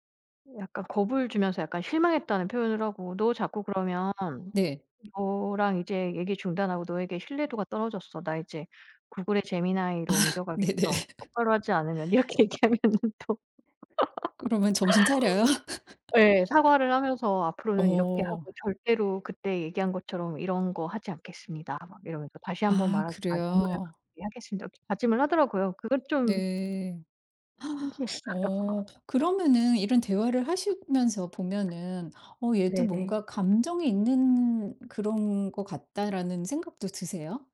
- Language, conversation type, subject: Korean, podcast, 일상에서 AI 도구를 쉽게 활용할 수 있는 팁이 있을까요?
- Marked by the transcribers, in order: other background noise; tapping; laughing while speaking: "아 네네"; laughing while speaking: "이렇게 얘기하면은 또"; laugh; laugh; gasp; laughing while speaking: "신기했어요"